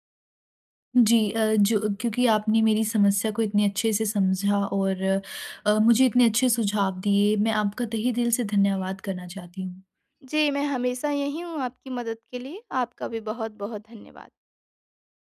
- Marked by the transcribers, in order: none
- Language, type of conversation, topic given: Hindi, advice, कंपनी में पुनर्गठन के चलते क्या आपको अपनी नौकरी को लेकर अनिश्चितता महसूस हो रही है?